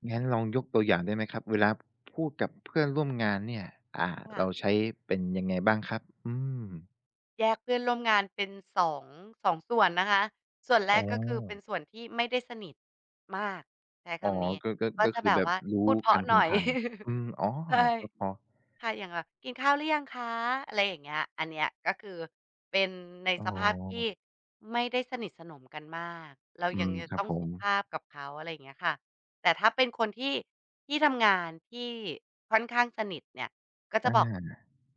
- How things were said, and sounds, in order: tapping; chuckle
- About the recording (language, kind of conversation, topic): Thai, podcast, คุณปรับวิธีใช้ภาษาตอนอยู่กับเพื่อนกับตอนทำงานต่างกันไหม?